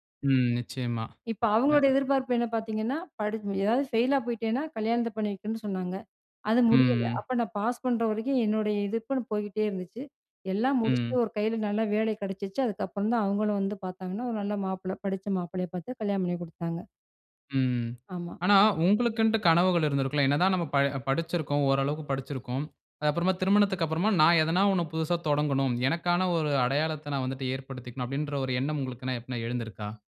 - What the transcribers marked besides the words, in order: none
- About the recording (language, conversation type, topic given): Tamil, podcast, குடும்பம் உங்கள் தொழில்வாழ்க்கை குறித்து வைத்திருக்கும் எதிர்பார்ப்புகளை நீங்கள் எப்படி சமாளிக்கிறீர்கள்?